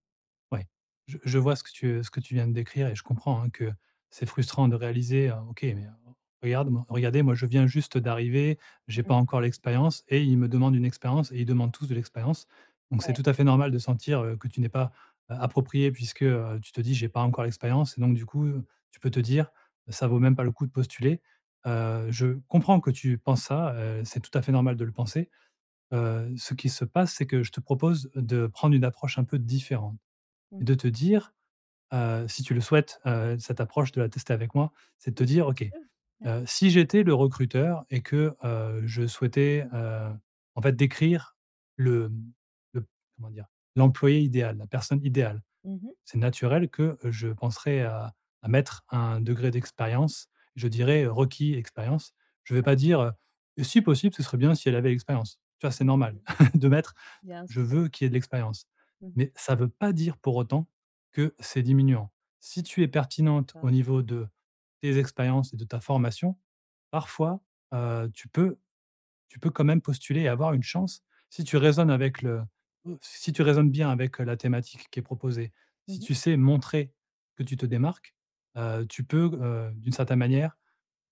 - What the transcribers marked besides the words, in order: other background noise; put-on voice: "Et si possible, ce serait bien si elle avait l'expérience"; chuckle; stressed: "pas"; unintelligible speech
- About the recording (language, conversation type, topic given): French, advice, Pourquoi ai-je l’impression de stagner dans mon évolution de carrière ?